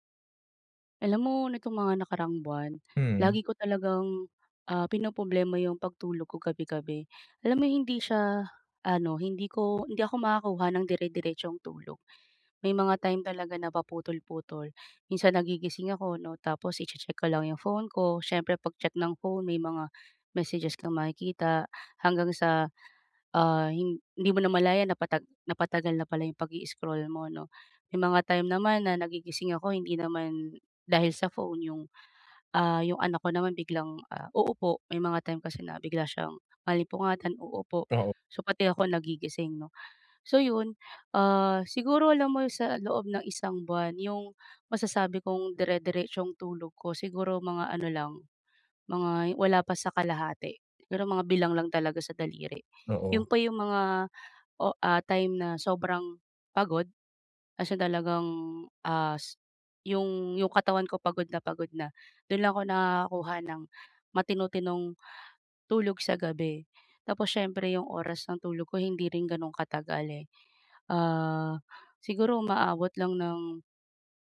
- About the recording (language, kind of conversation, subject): Filipino, advice, Paano ako makakakuha ng mas mabuting tulog gabi-gabi?
- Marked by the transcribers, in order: tapping